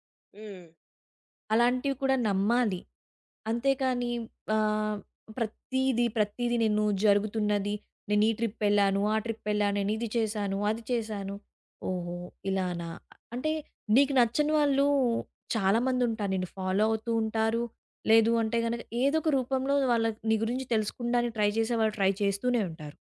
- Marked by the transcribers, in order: other background noise; stressed: "ప్రతీది"; in English: "ట్రిప్"; in English: "ట్రిప్"; in English: "ఫాలో"; in English: "ట్రై"; in English: "ట్రై"
- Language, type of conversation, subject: Telugu, podcast, ఆన్‌లైన్‌లో పంచుకోవడం మీకు ఎలా అనిపిస్తుంది?